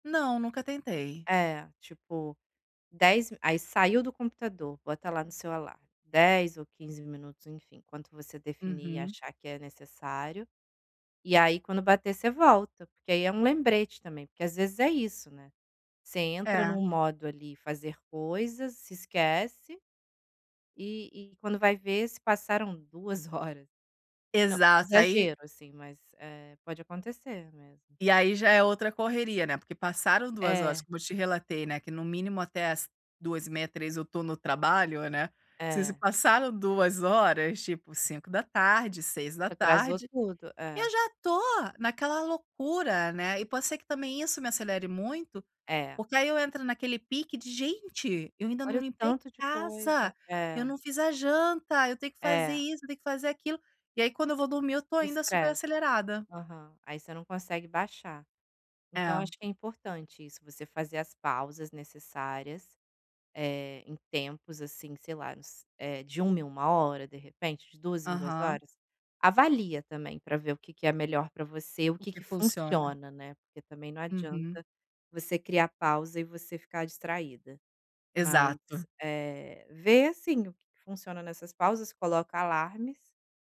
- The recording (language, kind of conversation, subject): Portuguese, advice, Como posso ter mais energia durante o dia para evitar que o cansaço reduza minha produtividade?
- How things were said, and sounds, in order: none